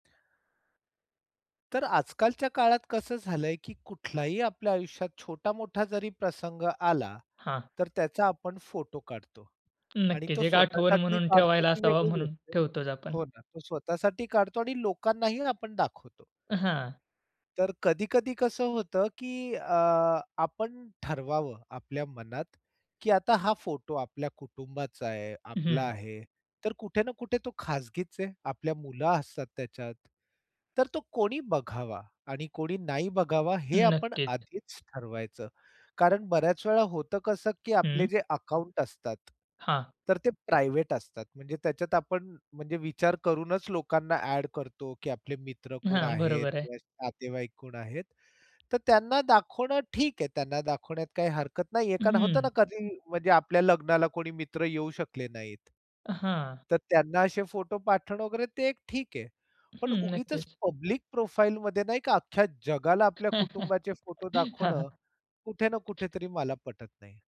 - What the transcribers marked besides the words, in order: other background noise; in English: "प्रायव्हेट"; in English: "पब्लिक प्रोफाइल"; chuckle
- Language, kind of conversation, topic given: Marathi, podcast, कुटुंबातील फोटो शेअर करताना तुम्ही कोणते धोरण पाळता?